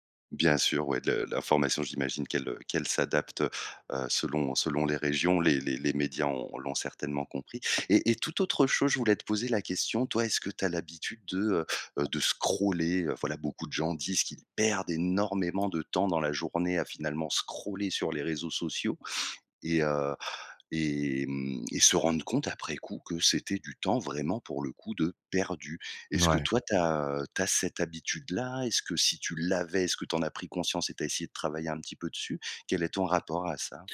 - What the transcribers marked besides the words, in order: stressed: "scroller"; stressed: "perdent"; tapping; stressed: "scroller"; stressed: "perdu"
- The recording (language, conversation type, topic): French, podcast, Comment gères-tu concrètement ton temps d’écran ?